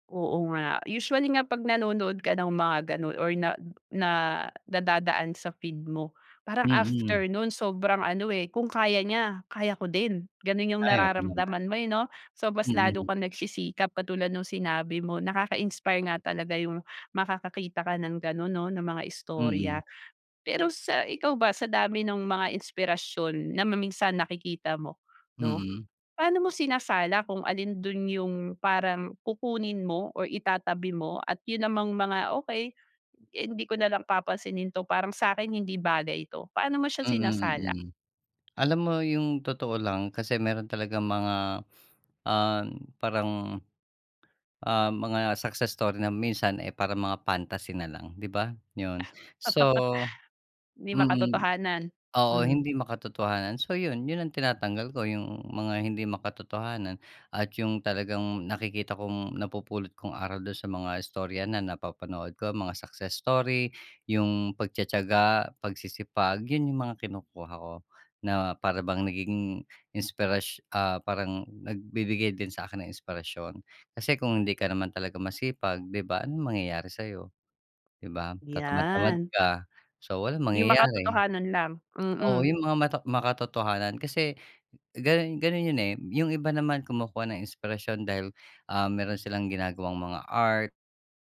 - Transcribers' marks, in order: sniff; tapping; chuckle
- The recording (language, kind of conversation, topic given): Filipino, podcast, Paano mo hinahanap ang inspirasyon sa araw-araw?